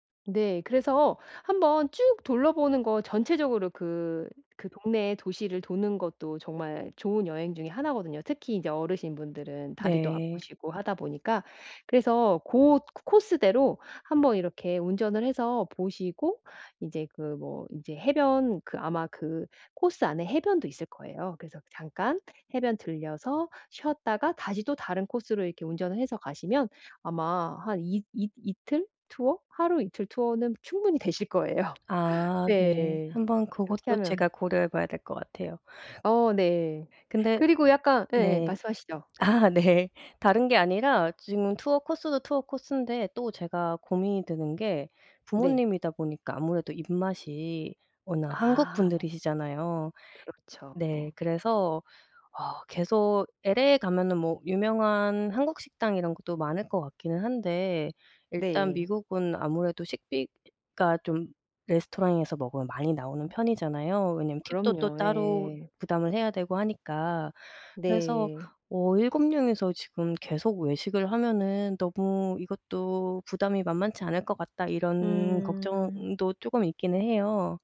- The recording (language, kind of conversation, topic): Korean, advice, 적은 예산으로 즐거운 여행을 어떻게 계획할 수 있을까요?
- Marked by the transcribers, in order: other background noise; laughing while speaking: "거예요"; laughing while speaking: "아 네"